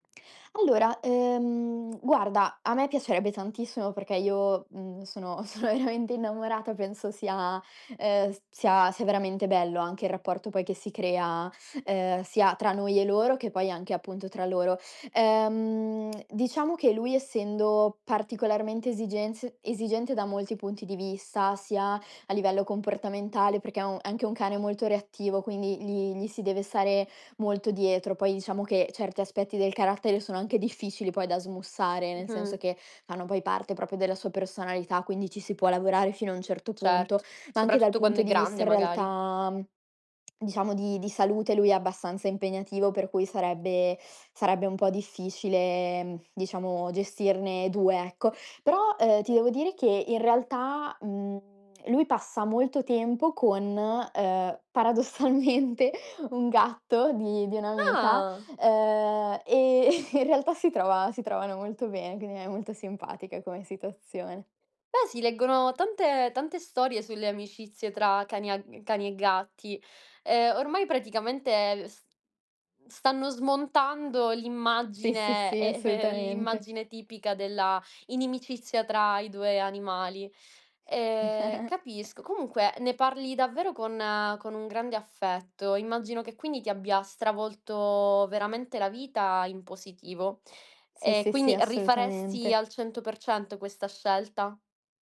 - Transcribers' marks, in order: laughing while speaking: "sono veramente"; tapping; tongue click; "proprio" said as "propio"; laughing while speaking: "paradossalmente"; chuckle; other background noise; chuckle; chuckle
- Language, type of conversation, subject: Italian, podcast, Qual è una scelta che ti ha cambiato la vita?